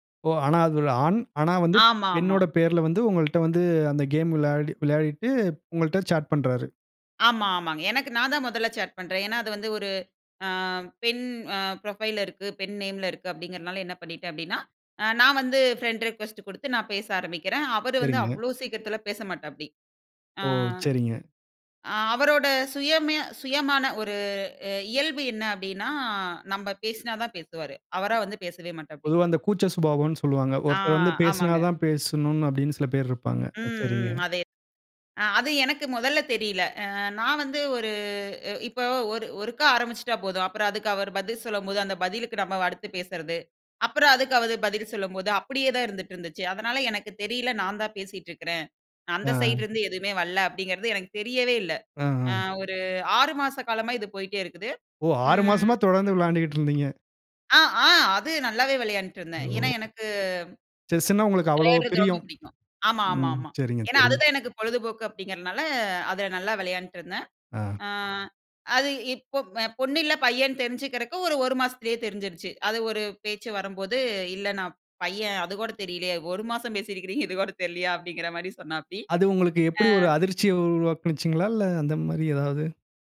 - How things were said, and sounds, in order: in English: "சாட்"; in English: "சாட்"; in English: "புரொஃபைல்‌ல"; in English: "ரிக்வெஸ்ட்"; drawn out: "அப்டினா"; other background noise; drawn out: "ஒரு"; "வரல" said as "வல்ல"; in English: "செஸ்னா"; laughing while speaking: "ஒரு மாசம் பேசியிருக்கிறீங்க. இது கூட தெரிலயா?"
- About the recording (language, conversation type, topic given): Tamil, podcast, ஒரு உறவு முடிந்ததற்கான வருத்தத்தை எப்படிச் சமாளிக்கிறீர்கள்?